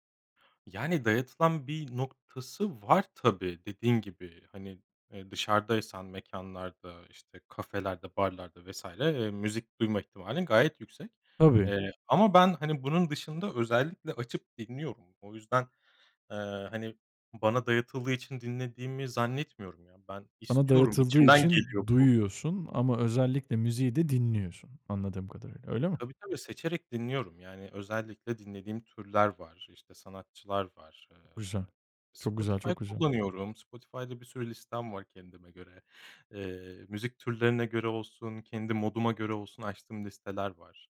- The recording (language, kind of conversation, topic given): Turkish, podcast, Bir şarkıda seni daha çok melodi mi yoksa sözler mi etkiler?
- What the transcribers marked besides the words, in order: none